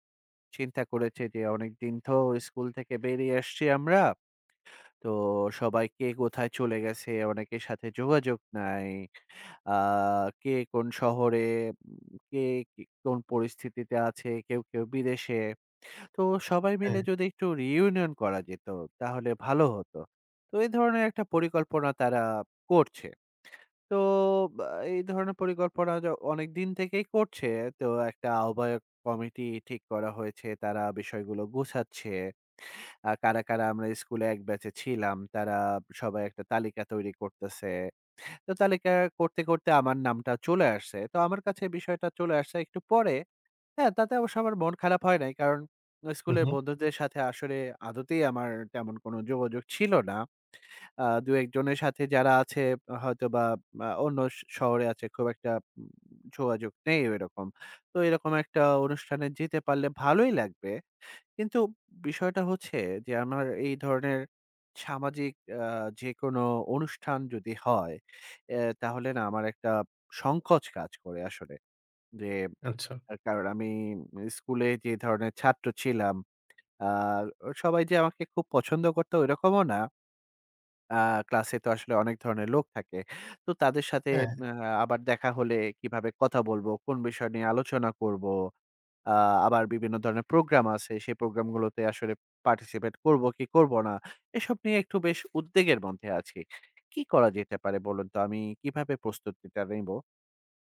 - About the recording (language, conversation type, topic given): Bengali, advice, সামাজিক উদ্বেগের কারণে গ্রুপ ইভেন্টে যোগ দিতে আপনার ভয় লাগে কেন?
- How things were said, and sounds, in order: in English: "পার্টিসিপেট"